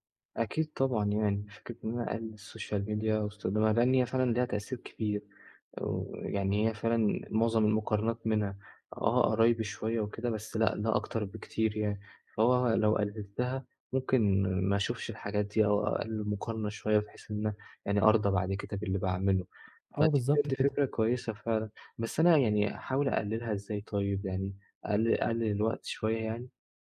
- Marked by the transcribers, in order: in English: "السوشيال ميديا"
- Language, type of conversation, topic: Arabic, advice, ازاي أبطل أقارن نفسي بالناس وأرضى باللي عندي؟